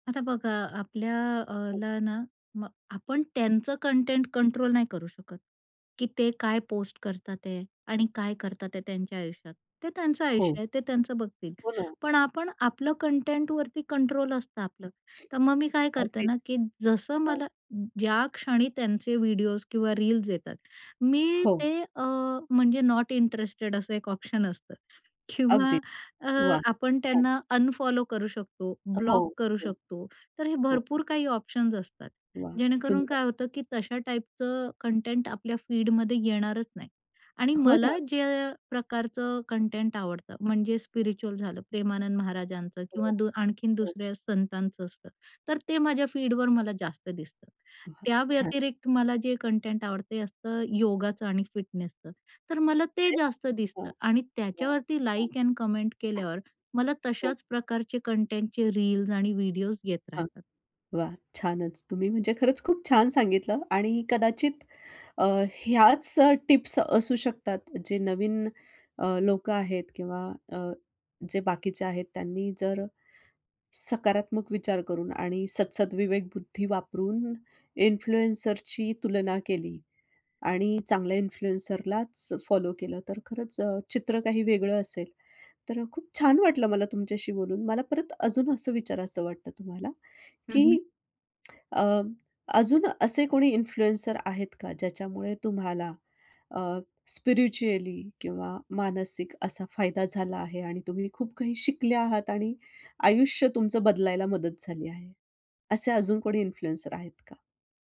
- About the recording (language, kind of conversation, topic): Marathi, podcast, तुम्हाला कोणत्या प्रकारचे प्रभावक आवडतात आणि का?
- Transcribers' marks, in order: other background noise; in English: "ऑप्शन"; laughing while speaking: "किंवा"; in English: "ऑप्शन"; in English: "स्पिरिच्युअल"; in English: "कमेंट"; in English: "इन्फ्लुएन्सरची"; in English: "इन्फ्लुएन्सरलाच"; in English: "इन्फ्लुएन्सर"; in English: "स्पिरिच्युअली"; in English: "इन्फ्लुएन्सर"